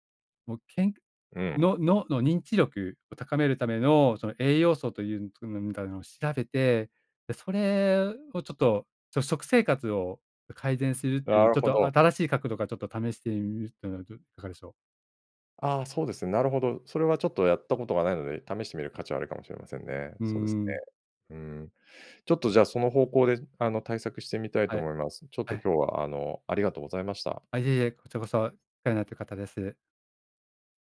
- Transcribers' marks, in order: unintelligible speech; tapping; other background noise
- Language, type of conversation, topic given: Japanese, advice, 会議や発表で自信を持って自分の意見を表現できないことを改善するにはどうすればよいですか？